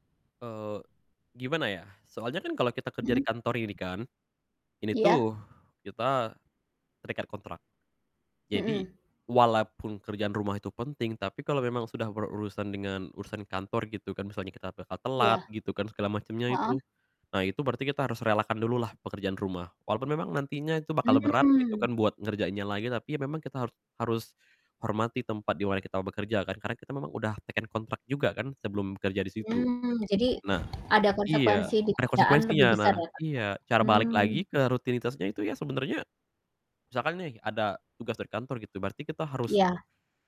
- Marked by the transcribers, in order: tapping
- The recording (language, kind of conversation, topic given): Indonesian, podcast, Bagaimana kamu mengatur waktu antara pekerjaan dan urusan rumah tangga?